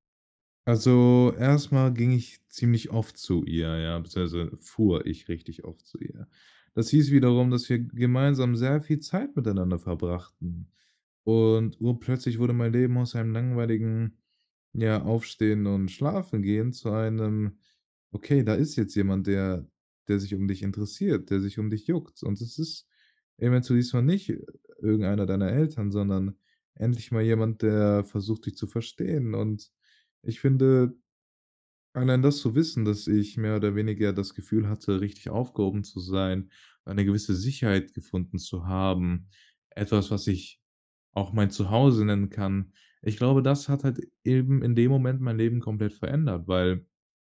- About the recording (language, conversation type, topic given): German, podcast, Wann hat ein Zufall dein Leben komplett verändert?
- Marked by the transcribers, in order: none